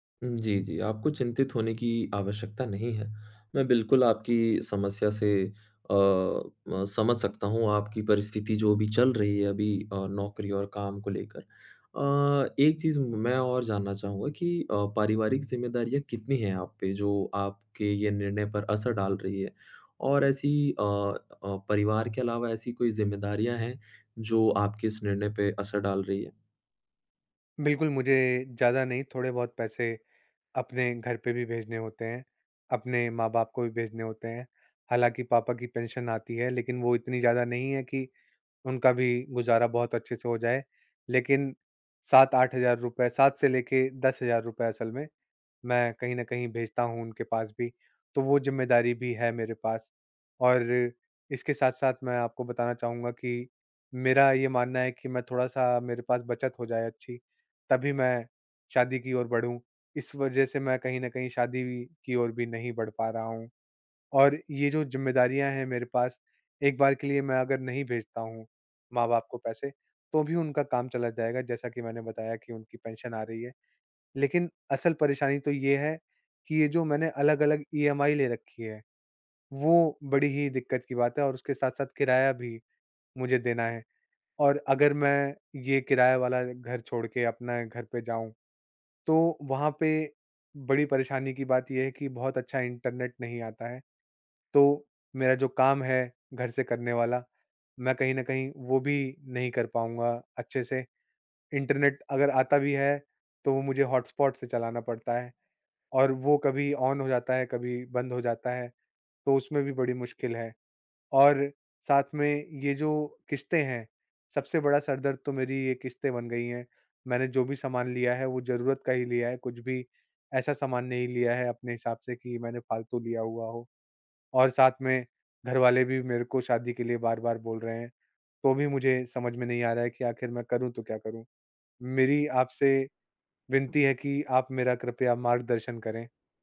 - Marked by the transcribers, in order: in English: "ऑन"
- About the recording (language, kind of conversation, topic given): Hindi, advice, नौकरी बदलने या छोड़ने के विचार को लेकर चिंता और असमर्थता